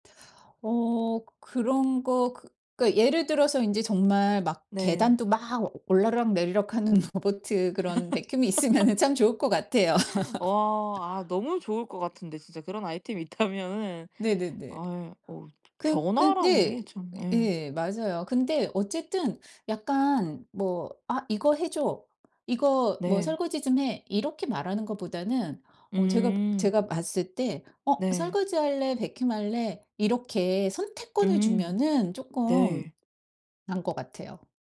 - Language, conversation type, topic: Korean, podcast, 가사 분담을 공평하게 하려면 어떤 기준을 세우는 것이 좋을까요?
- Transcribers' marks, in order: other background noise; laughing while speaking: "올라락내리락하는"; laugh; laughing while speaking: "vacuum이 있으면은"; in English: "vacuum이"; laugh; laughing while speaking: "있다면은"; in English: "vacuum"; tapping